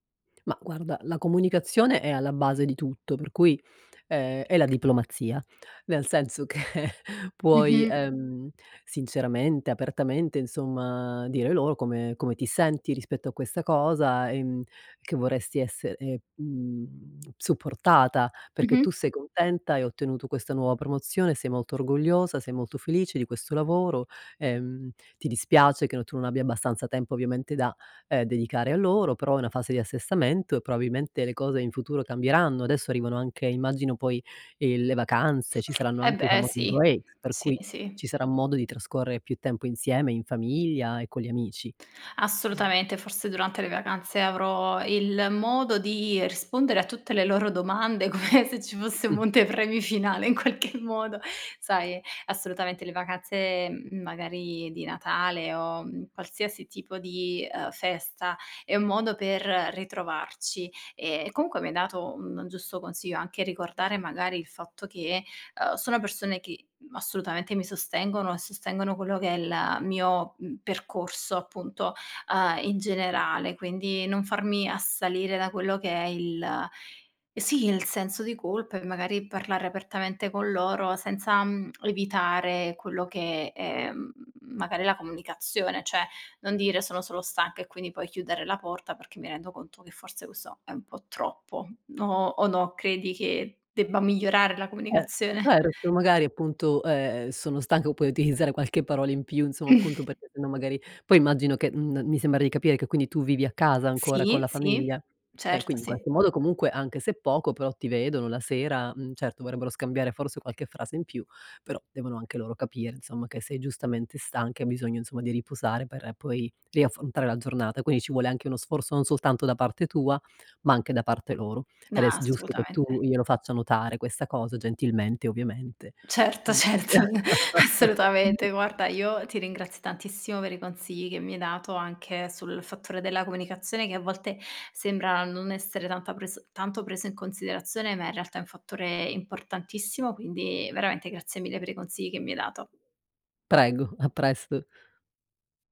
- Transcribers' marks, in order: laughing while speaking: "che"; other background noise; unintelligible speech; laughing while speaking: "come se ci fosse un monte premi finale in qualche modo"; "Cioè" said as "ceh"; chuckle; laughing while speaking: "certo assolutamente guarda"; unintelligible speech; laugh
- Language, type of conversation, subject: Italian, advice, Come posso gestire il senso di colpa per aver trascurato famiglia e amici a causa del lavoro?